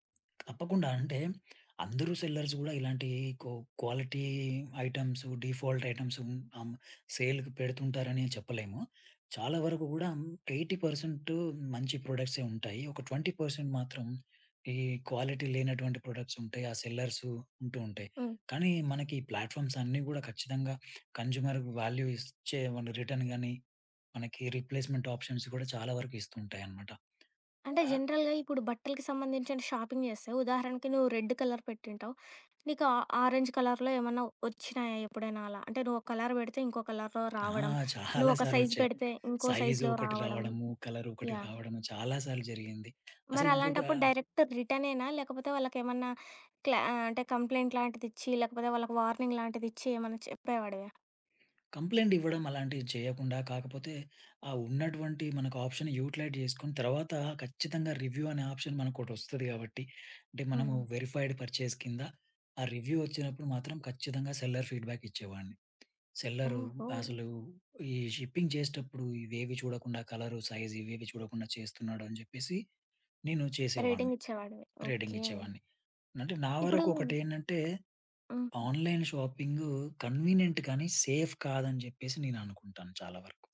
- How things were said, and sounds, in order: tapping; lip smack; in English: "సెల్లర్స్"; in English: "క్వాలిటీ ఐటెమ్స్ డిఫాల్ట్"; in English: "సేల్‌కి"; in English: "ఎయిటీ పర్సెంటు"; in English: "ట్వంటీ పర్సెంట్"; other background noise; in English: "ప్లాట్‌ఫామ్స్"; in English: "కన్స్యూమర్ వాల్యూ"; in English: "రిటర్న్"; in English: "రీప్లేస్‌మెంట్ ఆప్షన్స్"; in English: "జనరల్‌గా"; in English: "షాపింగ్"; in English: "రెడ్ కలర్"; in English: "ఆ ఆరెంజ్ కలర్‌లో"; in English: "కలర్"; in English: "కలర్‌లో"; in English: "సైజ్"; in English: "కలర్"; in English: "సైజ్‌లో"; in English: "డైరెక్ట్"; in English: "రిటర్న్"; in English: "కంప్లెయింట్"; in English: "వార్నింగ్"; in English: "కంప్లెయింట్"; in English: "ఆప్షన్ యుటిలైట్"; "యుటిలైజ్" said as "యుటిలైట్"; in English: "రివ్యూ"; in English: "ఆప్షన్"; in English: "వెరిఫైడ్ పర్చేజ్"; in English: "రివ్యూ"; in English: "సెల్లర్ ఫీడ్‌బ్యాక్"; in English: "షిప్పింగ్"; in English: "సైజ్"; in English: "రేటింగ్"; in English: "రేటింగ్"; in English: "ఆన్‌లైన్"; in English: "కన్వీనియంట్"; in English: "సేఫ్"
- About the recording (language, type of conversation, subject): Telugu, podcast, ఆన్‌లైన్ షాపింగ్‌లో మీరు ఎలా సురక్షితంగా ఉంటారు?